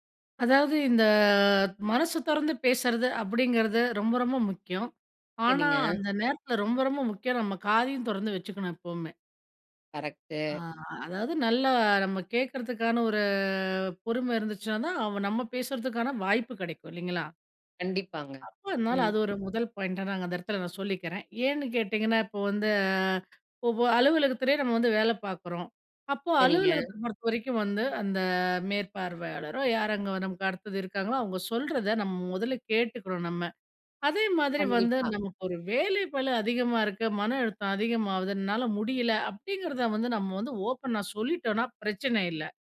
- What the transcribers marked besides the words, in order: drawn out: "இந்த"; drawn out: "ஒரு"; "இருந்துச்சுன்னா" said as "இருந்துச்சா"; drawn out: "வந்து"
- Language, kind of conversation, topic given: Tamil, podcast, திறந்த மனத்துடன் எப்படிப் பயனுள்ளதாகத் தொடர்பு கொள்ளலாம்?